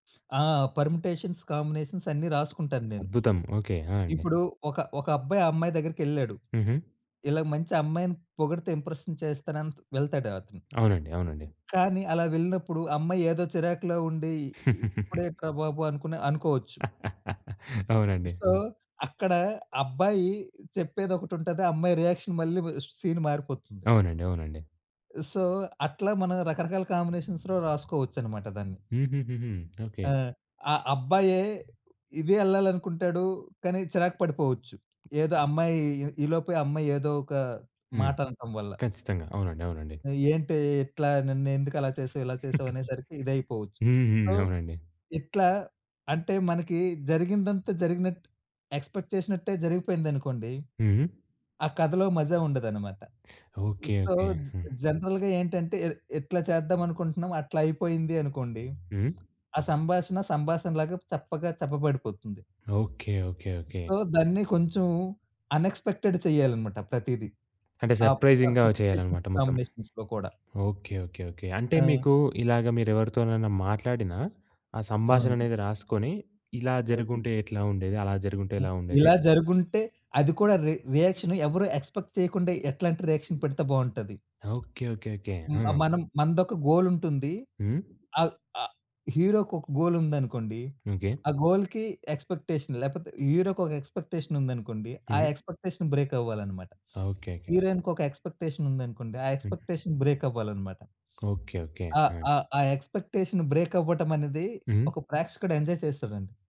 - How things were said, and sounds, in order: in English: "పర్మిటేషన్స్, కాంబినేషన్స్"; other background noise; tapping; in English: "ఇంప్రెషన్"; giggle; chuckle; in English: "సో"; in English: "రియాక్షన్"; in English: "సీన్"; in English: "సో"; in English: "కాంబినేషన్స్‌లో"; giggle; in English: "సో"; in English: "ఎక్స్‌పెక్ట్"; in Hindi: "మజా"; in English: "సో"; in English: "జనరల్‌గా"; in English: "సో"; in English: "అన్ ఎక్స్‌పెక్టెడ్"; in English: "పర్మిటేషన్స్, కాంబినేషన్స్‌లో"; in English: "సర్ప్రైజింగ్‌గా"; in English: "రియాక్షన్"; in English: "ఎక్స్‌పెక్ట్"; in English: "రియాక్షన్"; lip smack; in English: "గోల్"; in English: "గోల్"; in English: "గోల్‌కి ఎక్స్‌పెక్టేషన్"; in English: "ఎక్స్‌పెక్టేషన్"; in English: "ఎక్స్‌పెక్టేషన్ బ్రేక్"; in English: "ఎక్స్‌పెక్టేషన్"; in English: "ఎక్స్‌పెక్టేషన్ బ్రేక్"; in English: "ఎక్స్‌పెక్టేషన్ బ్రేక్"; in English: "ఎంజాయ్"
- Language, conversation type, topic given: Telugu, podcast, సృజనకు స్ఫూర్తి సాధారణంగా ఎక్కడ నుంచి వస్తుంది?